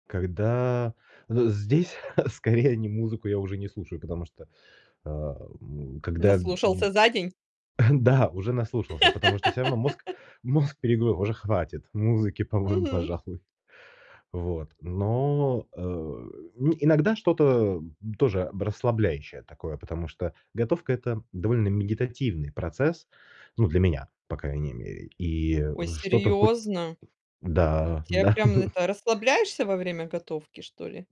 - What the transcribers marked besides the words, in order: chuckle; other noise; chuckle; laugh; laughing while speaking: "мозг"; laughing while speaking: "по-моему, пожалуй"; tapping; laughing while speaking: "да, м"
- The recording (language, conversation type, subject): Russian, podcast, Как ты используешь музыку, чтобы лучше сосредоточиться?
- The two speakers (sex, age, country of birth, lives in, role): female, 45-49, Ukraine, Spain, host; male, 35-39, Russia, Italy, guest